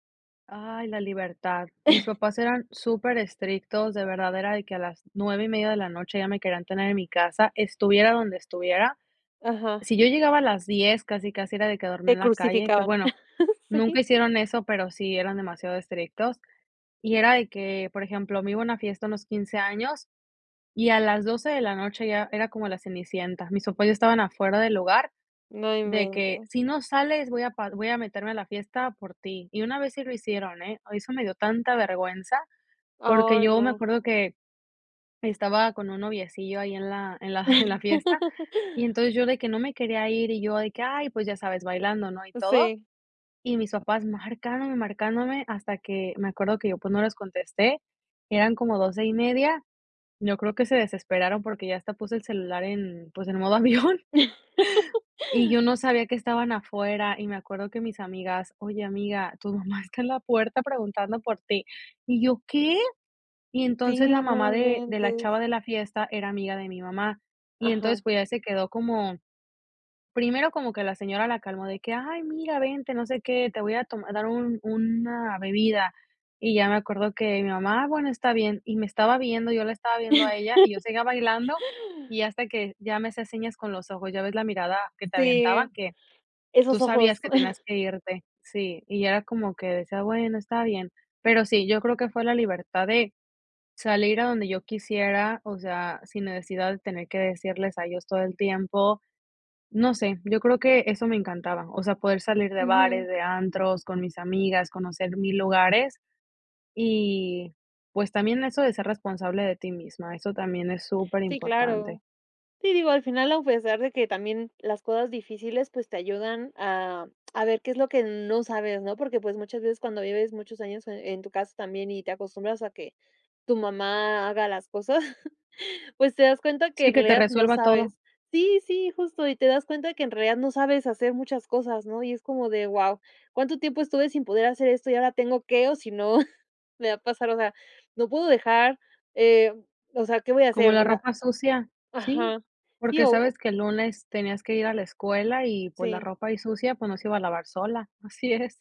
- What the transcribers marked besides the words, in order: laugh; laughing while speaking: "Sí"; laugh; laugh; laughing while speaking: "avión"; laugh; drawn out: "Sí"; laugh; laugh; laughing while speaking: "Así es"
- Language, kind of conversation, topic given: Spanish, podcast, ¿A qué cosas te costó más acostumbrarte cuando vivías fuera de casa?